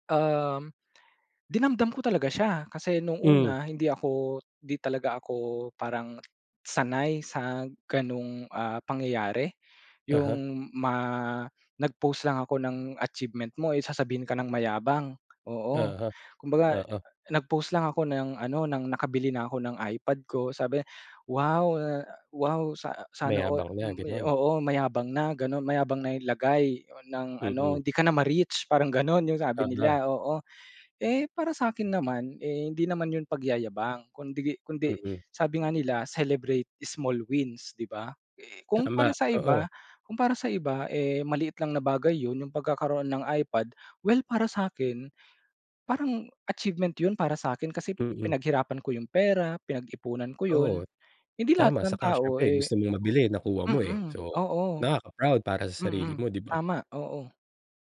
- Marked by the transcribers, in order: other background noise; in English: "celebrate small wins"
- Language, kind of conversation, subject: Filipino, podcast, Ano ang epekto ng midyang panlipunan sa pakikipagkapwa mo?
- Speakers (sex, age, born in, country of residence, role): male, 25-29, Philippines, Philippines, guest; male, 35-39, Philippines, Philippines, host